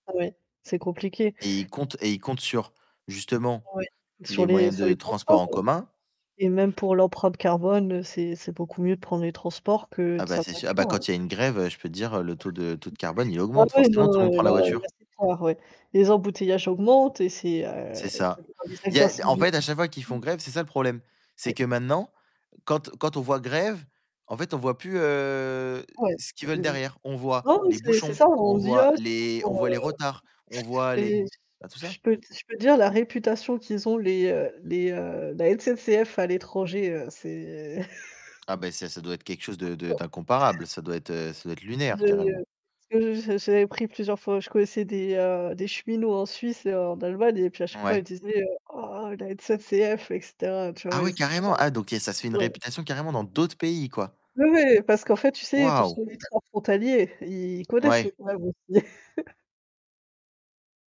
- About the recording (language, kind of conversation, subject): French, unstructured, Quel impact les grèves des transports en commun ont-elles sur la vie quotidienne des jeunes adultes ?
- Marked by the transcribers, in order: static; distorted speech; other background noise; drawn out: "heu"; unintelligible speech; chuckle; sneeze; stressed: "d'autres"; unintelligible speech; chuckle